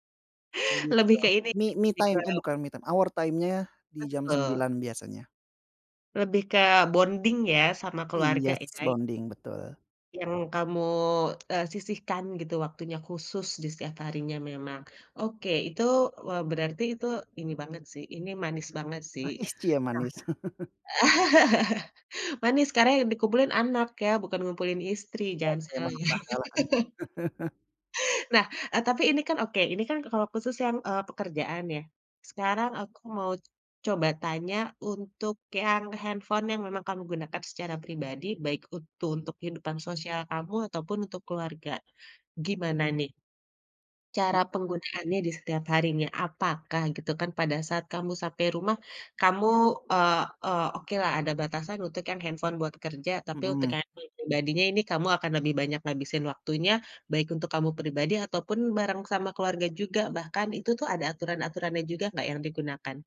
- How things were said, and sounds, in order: in English: "Me me time"; in English: "me time, our time-nya"; in English: "bonding"; in English: "bonding"; tapping; laughing while speaking: "Manis"; laugh; chuckle; laugh; unintelligible speech; chuckle; other background noise
- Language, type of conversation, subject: Indonesian, podcast, Bagaimana cara kamu menjaga keseimbangan antara kehidupan sehari-hari dan penggunaan gawai?